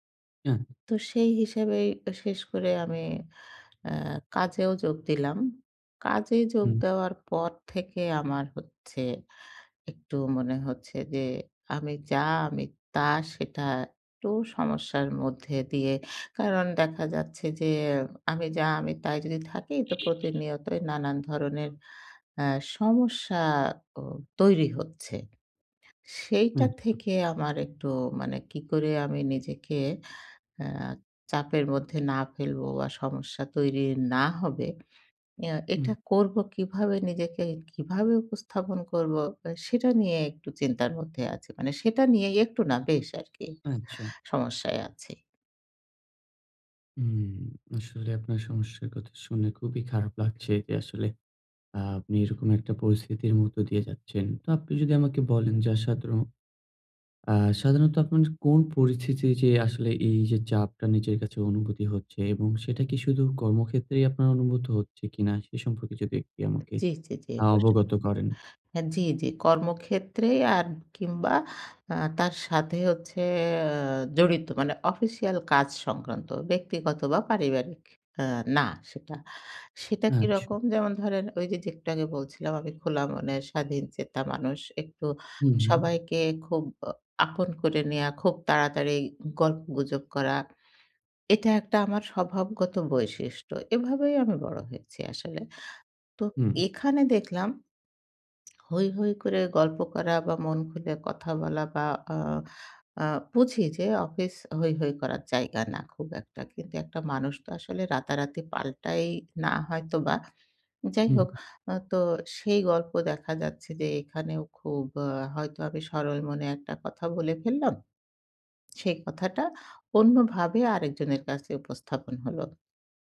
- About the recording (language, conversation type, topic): Bengali, advice, কর্মক্ষেত্রে নিজেকে আড়াল করে সবার সঙ্গে মানিয়ে চলার চাপ সম্পর্কে আপনি কীভাবে অনুভব করেন?
- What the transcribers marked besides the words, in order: tapping; horn; other background noise; swallow